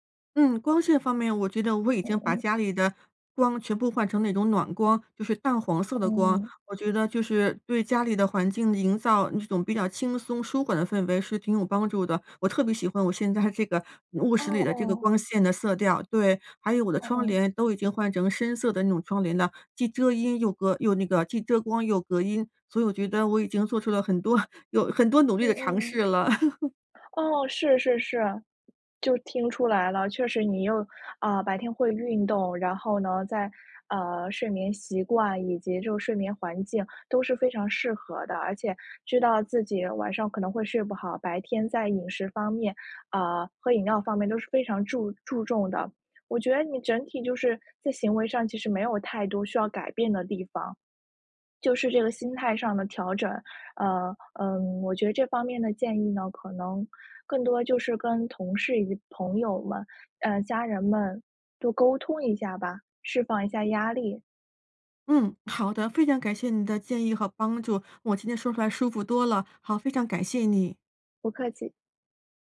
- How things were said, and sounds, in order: other background noise; laugh; laugh; tapping
- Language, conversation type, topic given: Chinese, advice, 为什么我睡醒后仍然感到疲惫、没有精神？